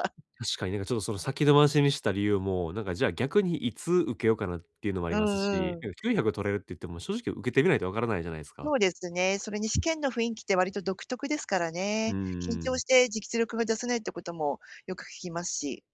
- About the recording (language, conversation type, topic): Japanese, advice, 忙しい毎日の中で趣味を続けるにはどうすればよいですか？
- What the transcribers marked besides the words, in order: tapping